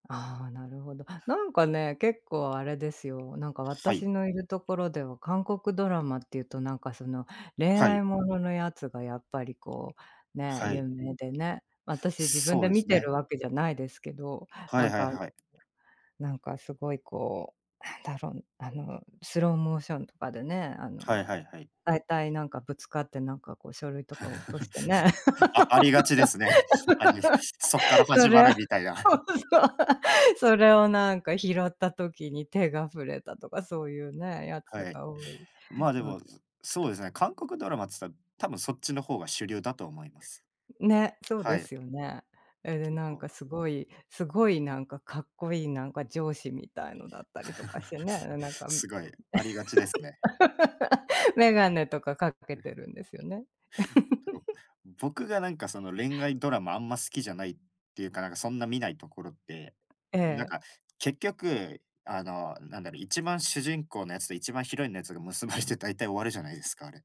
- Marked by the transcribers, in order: chuckle; laugh; laughing while speaking: "それを、そう"; chuckle; tapping; chuckle; laugh; laugh
- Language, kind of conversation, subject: Japanese, unstructured, 最近見たドラマで、特に面白かった作品は何ですか？